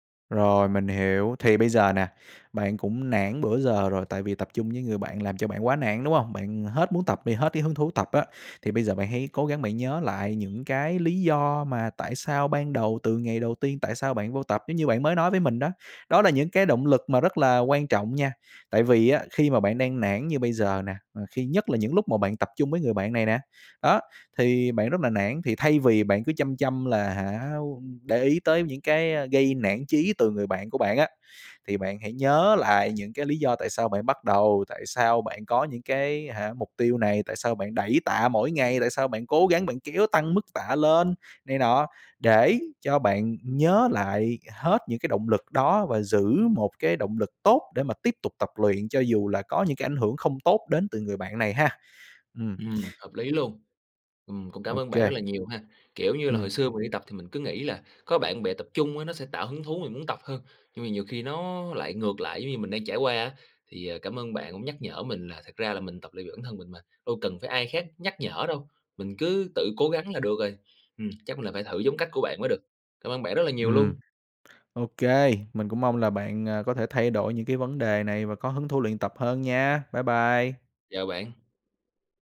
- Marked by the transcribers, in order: tapping; other background noise
- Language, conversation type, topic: Vietnamese, advice, Làm thế nào để xử lý mâu thuẫn với bạn tập khi điều đó khiến bạn mất hứng thú luyện tập?